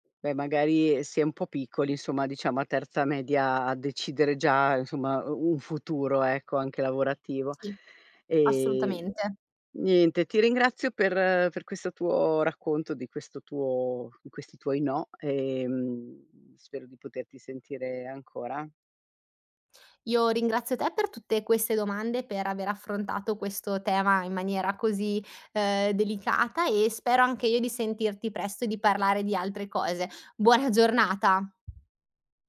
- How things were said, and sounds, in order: laughing while speaking: "Buona"; tapping
- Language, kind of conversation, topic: Italian, podcast, Quando hai detto “no” per la prima volta, com’è andata?